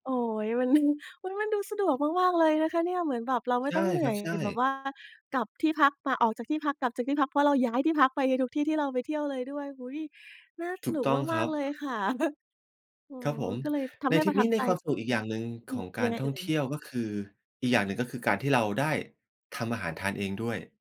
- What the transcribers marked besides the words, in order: laughing while speaking: "มัน"; chuckle; unintelligible speech
- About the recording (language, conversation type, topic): Thai, podcast, เล่าเรื่องทริปที่ประทับใจที่สุดให้ฟังหน่อยได้ไหม?